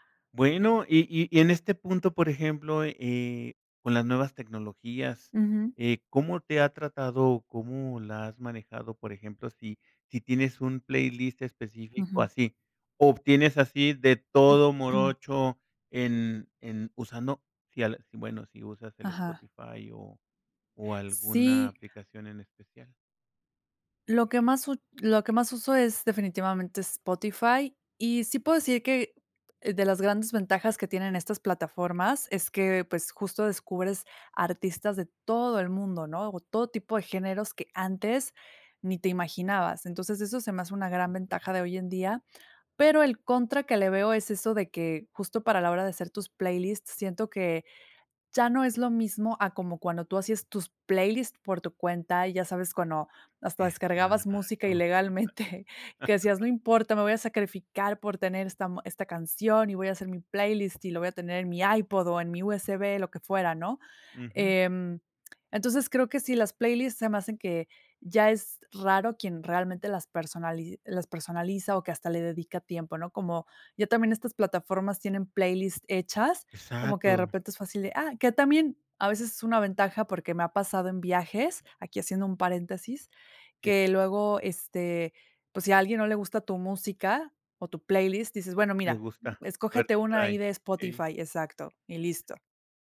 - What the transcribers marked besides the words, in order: throat clearing; other background noise; stressed: "todo"; laughing while speaking: "ilegalmente"; laugh
- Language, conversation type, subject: Spanish, podcast, ¿Cómo ha cambiado tu gusto musical con los años?